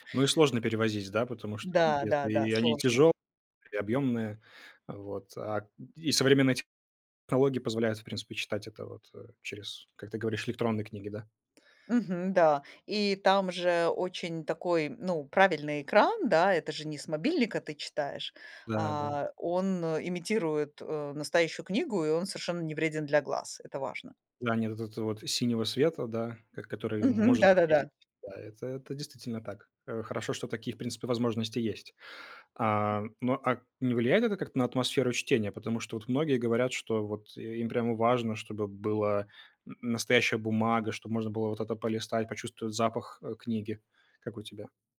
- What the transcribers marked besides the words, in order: unintelligible speech; other background noise
- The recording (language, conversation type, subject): Russian, podcast, Как создать уютный уголок для чтения и отдыха?